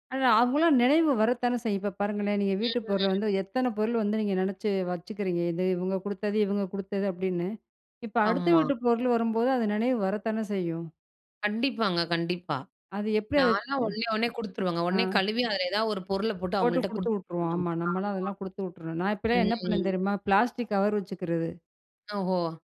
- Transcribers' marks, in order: other background noise; in English: "பிளாஸ்டிக் கவர்"
- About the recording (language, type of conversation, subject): Tamil, podcast, வீட்டில் உள்ள பொருட்களும் அவற்றோடு இணைந்த நினைவுகளும் உங்களுக்கு சிறப்பானவையா?